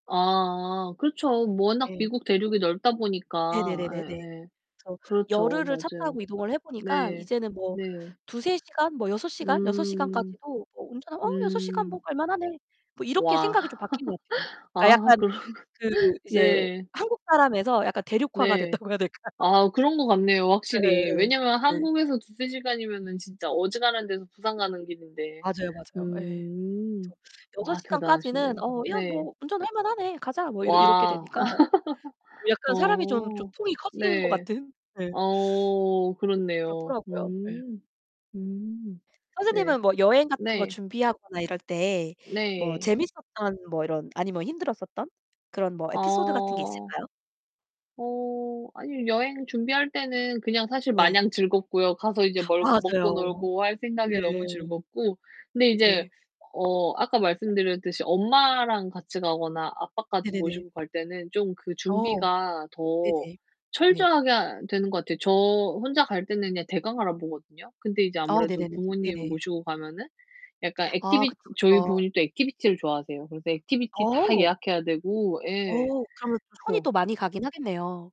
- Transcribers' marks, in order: other background noise; tapping; laugh; laughing while speaking: "그러고"; laughing while speaking: "됐다고 해야 될까요?"; distorted speech; background speech; laugh
- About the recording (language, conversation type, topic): Korean, unstructured, 가장 감동적이었던 가족 여행은 무엇인가요?